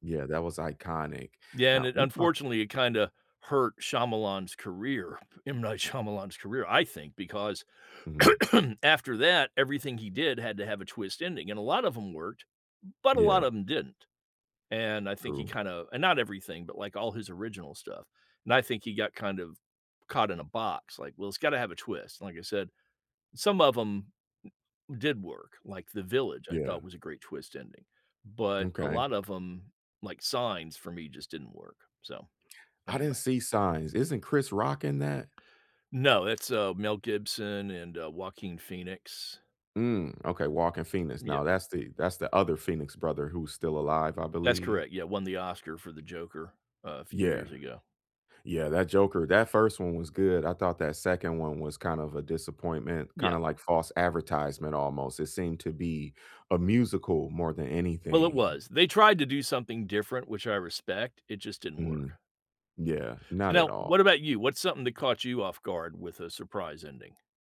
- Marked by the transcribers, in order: laughing while speaking: "Shyamalan's"; cough; tapping
- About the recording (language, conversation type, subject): English, unstructured, Which movie should I watch for the most surprising ending?